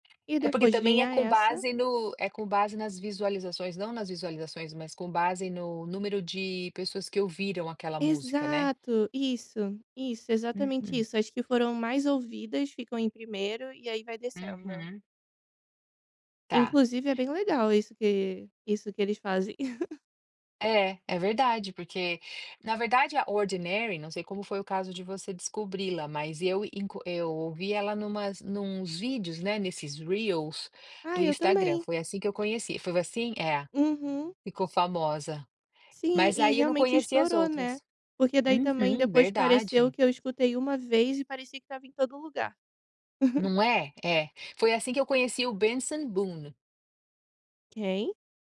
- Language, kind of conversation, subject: Portuguese, podcast, Qual artista você descobriu recentemente e passou a amar?
- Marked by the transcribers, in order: tapping; chuckle; put-on voice: "Ordinary"; giggle